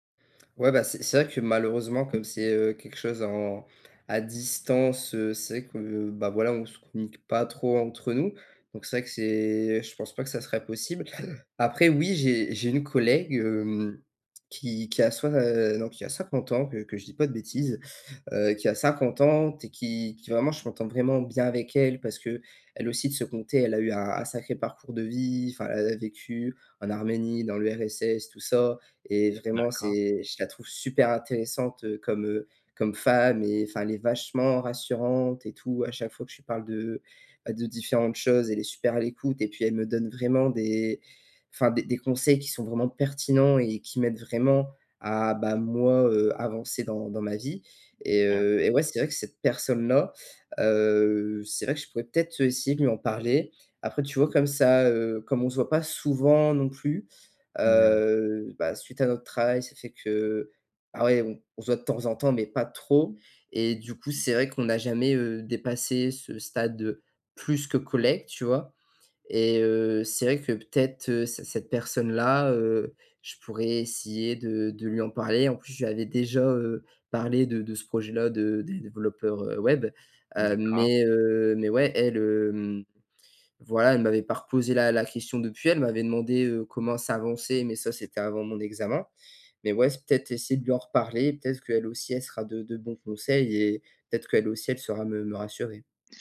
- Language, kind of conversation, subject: French, advice, Comment puis-je demander de l’aide malgré la honte d’avoir échoué ?
- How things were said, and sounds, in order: stressed: "super"; unintelligible speech